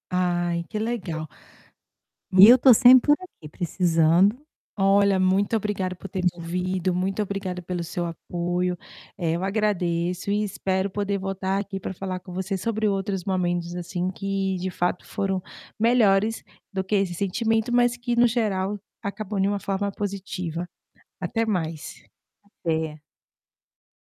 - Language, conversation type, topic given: Portuguese, advice, Como você se sentiu ao ter ciúmes do sucesso ou das conquistas de um amigo?
- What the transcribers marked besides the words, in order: static; distorted speech; other background noise